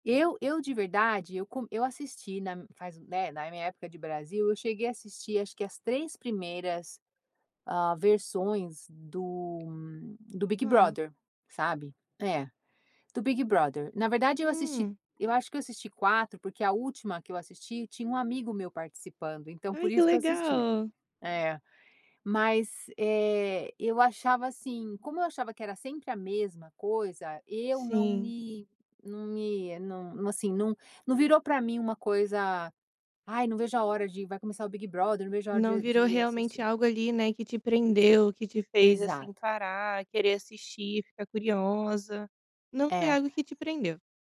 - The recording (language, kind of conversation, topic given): Portuguese, podcast, O que você acha de os reality shows terem se tornado um fenômeno cultural?
- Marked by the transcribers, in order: none